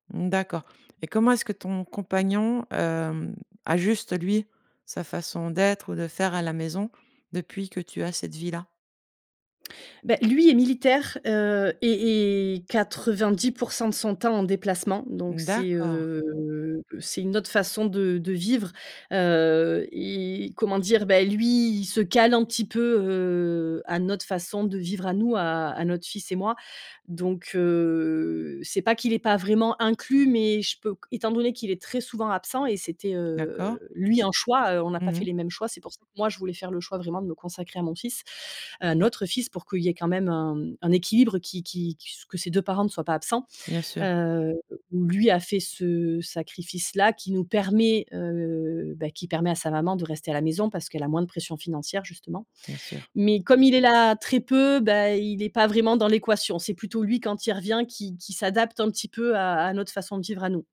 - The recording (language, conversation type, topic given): French, podcast, Comment trouves-tu l’équilibre entre ta vie professionnelle et ta vie personnelle ?
- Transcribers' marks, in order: other background noise; drawn out: "heu"; stressed: "inclus"